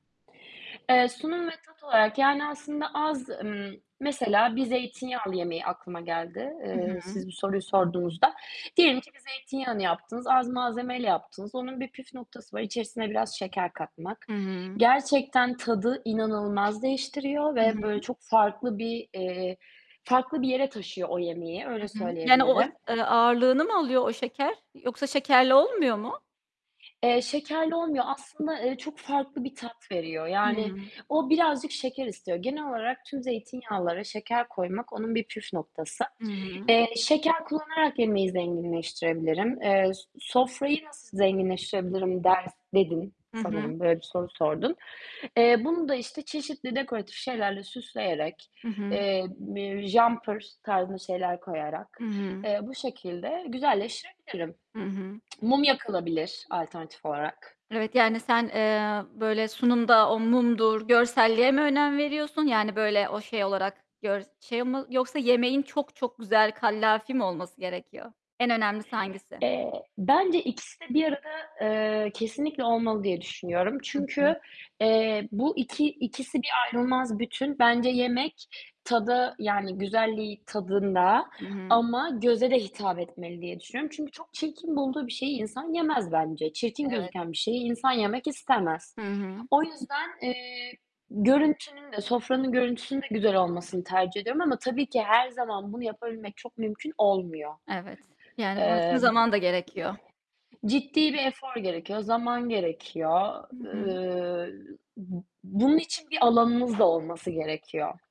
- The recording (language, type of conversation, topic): Turkish, podcast, Elinde az malzeme varken ne tür yemekler yaparsın?
- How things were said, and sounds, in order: static; distorted speech; other background noise; tapping; in English: "jumper"